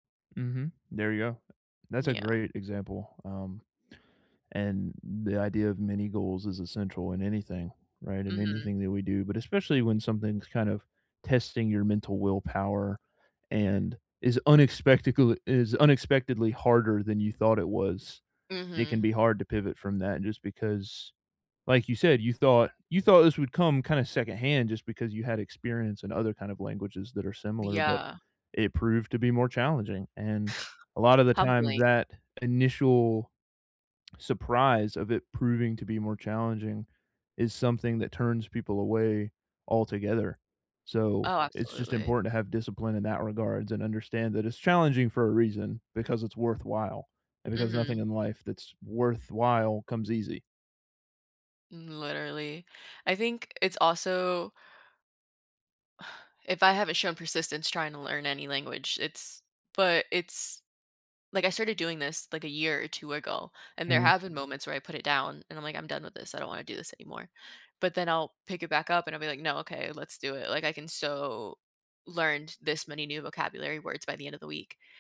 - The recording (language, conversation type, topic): English, unstructured, How do I stay patient yet proactive when change is slow?
- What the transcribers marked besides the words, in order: scoff; tapping; sigh